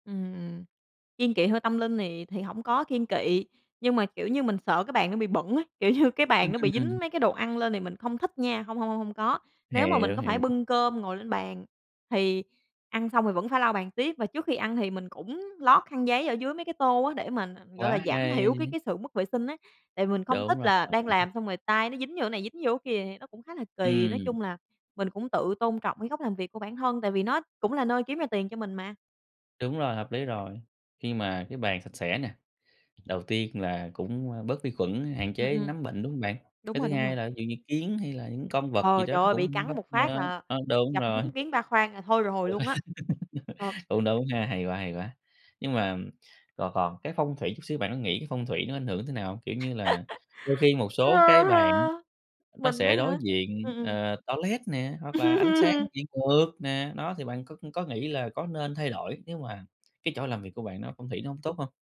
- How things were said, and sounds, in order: laughing while speaking: "như"; tapping; laugh; laugh; laugh
- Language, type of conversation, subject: Vietnamese, podcast, Bạn tổ chức góc làm việc ở nhà như thế nào để dễ tập trung?